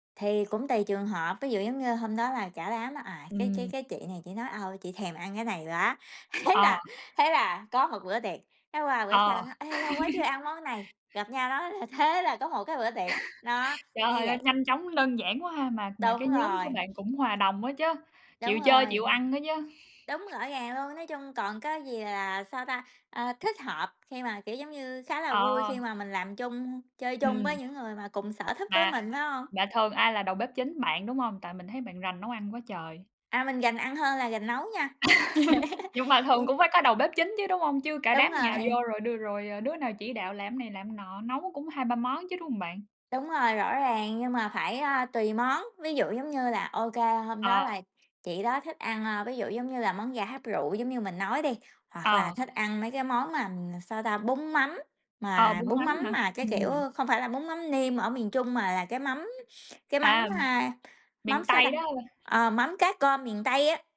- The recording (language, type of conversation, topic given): Vietnamese, unstructured, Món ăn nào bạn thường nấu khi có khách đến chơi?
- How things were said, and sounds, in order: laughing while speaking: "thế là"; laugh; chuckle; laughing while speaking: "Trời ơi"; other background noise; tapping; laugh